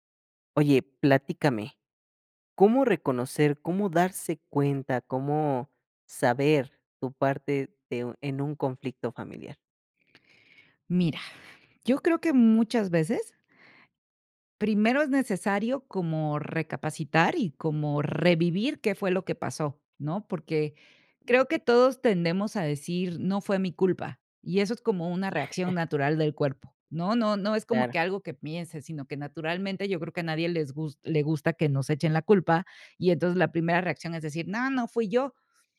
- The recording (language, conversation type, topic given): Spanish, podcast, ¿Cómo puedes reconocer tu parte en un conflicto familiar?
- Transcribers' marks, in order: chuckle